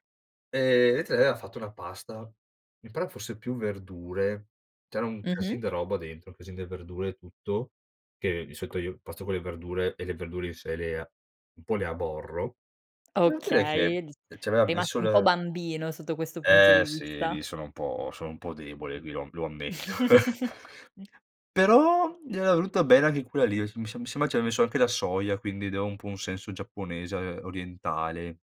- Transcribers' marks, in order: unintelligible speech; tapping; laugh; laughing while speaking: "ammetto"; laugh; "aveva" said as "avea"
- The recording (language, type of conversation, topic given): Italian, podcast, Cosa ti attrae nel cucinare per piacere e non per lavoro?